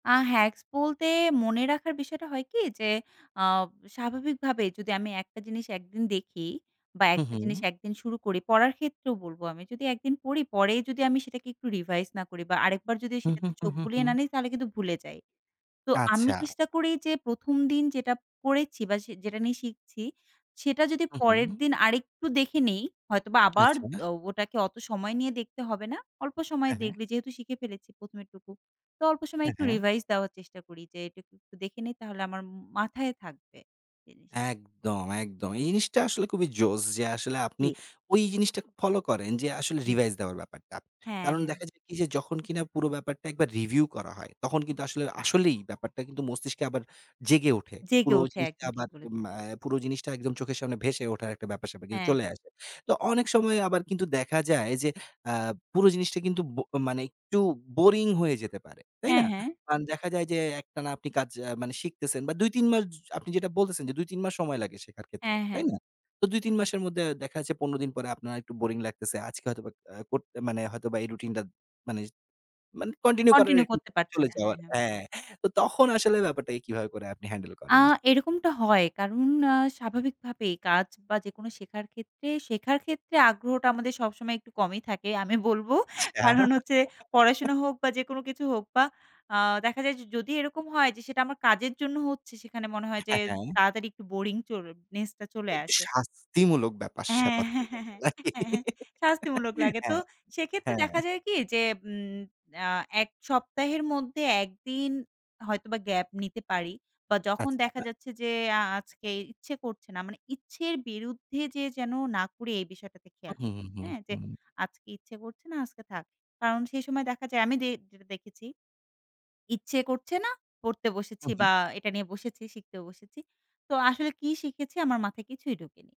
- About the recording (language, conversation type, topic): Bengali, podcast, নতুন কোনো দক্ষতা শেখার রুটিন গড়ে তুলতে কী কী পরামর্শ সবচেয়ে কাজে দেয়?
- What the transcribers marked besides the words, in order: other background noise; laughing while speaking: "আমি বলবো কারণ হচ্ছে"; chuckle; laughing while speaking: "হ্যাঁ, হ্যাঁ, হ্যাঁ, হ্যাঁ, হ্যাঁ, হ্যাঁ"; "ব্যাপার-স্যাপার" said as "স্যাপাত"; laugh